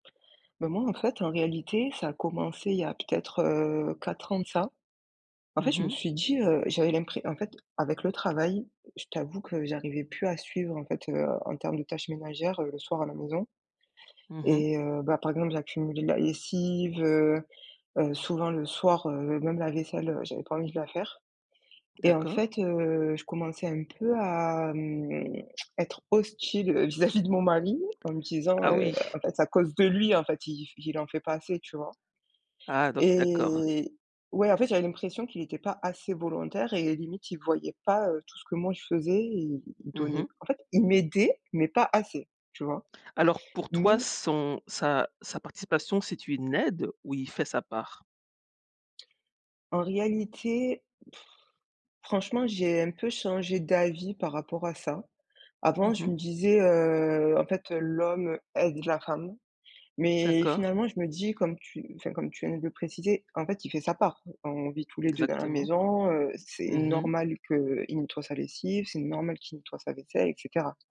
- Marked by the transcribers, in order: drawn out: "heu"; tapping; drawn out: "heu"; drawn out: "hem"; tongue click; laughing while speaking: "vis-à-vis"; stressed: "lui"; drawn out: "Et"; stressed: "m'aidait"; blowing; drawn out: "heu"
- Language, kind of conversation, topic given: French, podcast, Comment peut-on partager équitablement les tâches ménagères ?